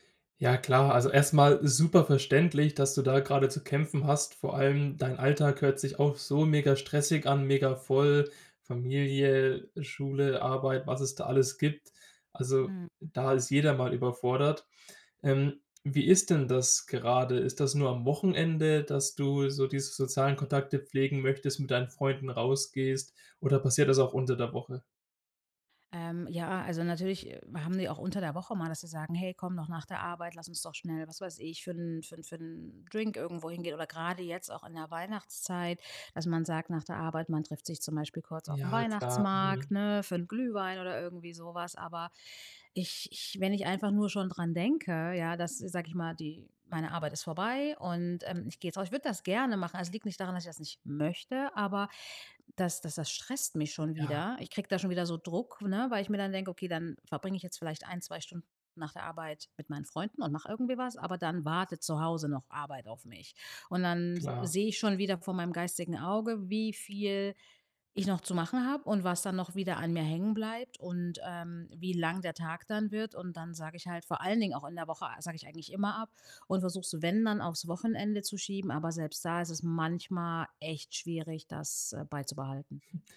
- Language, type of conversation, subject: German, advice, Wie gehe ich damit um, dass ich trotz Erschöpfung Druck verspüre, an sozialen Veranstaltungen teilzunehmen?
- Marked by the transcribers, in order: stressed: "möchte"; stressed: "echt"